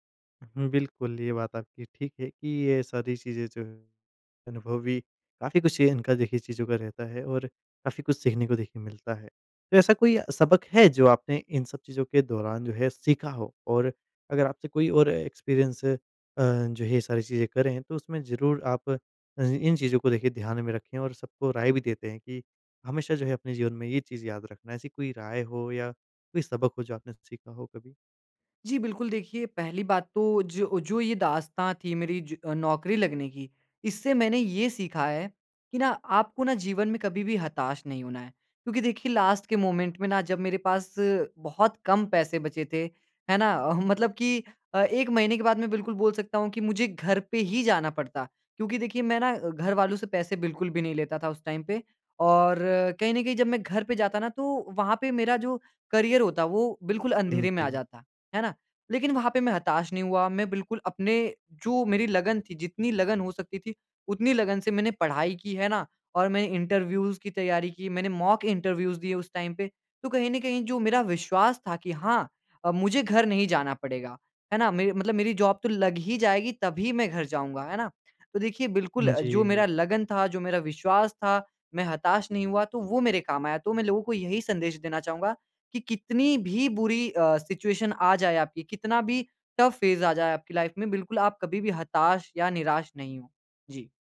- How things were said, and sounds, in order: in English: "एक्सपीरियंस"; in English: "लास्ट"; in English: "मोमेंट"; in English: "टाइम"; in English: "इंटरव्यूज़"; in English: "मॉक इंटरव्यूज़"; in English: "टाइम"; in English: "जॉब"; in English: "सिचुएशन"; in English: "टफ़ फ़ेज़"; in English: "लाइफ़"
- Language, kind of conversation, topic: Hindi, podcast, आपको आपकी पहली नौकरी कैसे मिली?